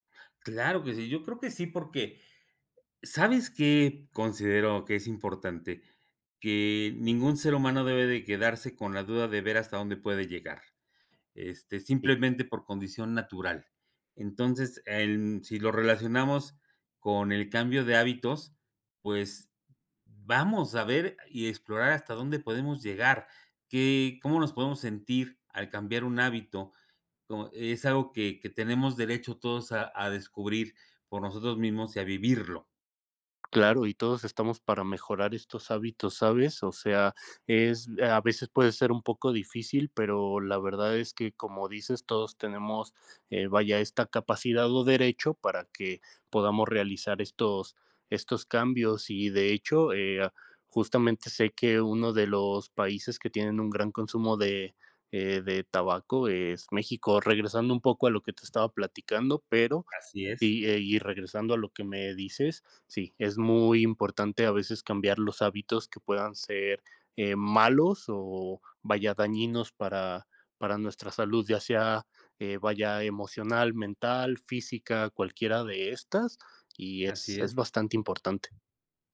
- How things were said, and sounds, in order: other background noise; other noise; tapping
- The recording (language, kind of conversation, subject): Spanish, unstructured, ¿Alguna vez cambiaste un hábito y te sorprendieron los resultados?
- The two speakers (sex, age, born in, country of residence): male, 30-34, Mexico, Mexico; male, 55-59, Mexico, Mexico